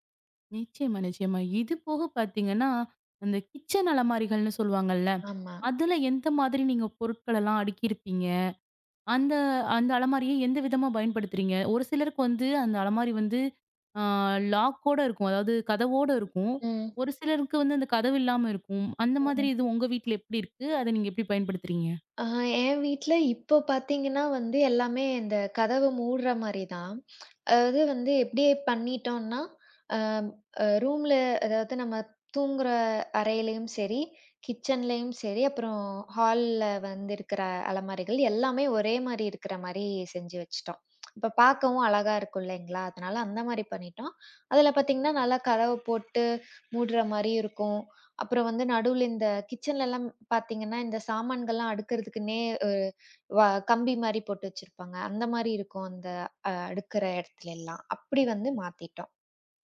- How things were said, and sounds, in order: in English: "லாக்"; other noise; horn; tsk; tsk
- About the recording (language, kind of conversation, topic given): Tamil, podcast, ஒரு சில வருடங்களில் உங்கள் அலமாரி எப்படி மாறியது என்று சொல்ல முடியுமா?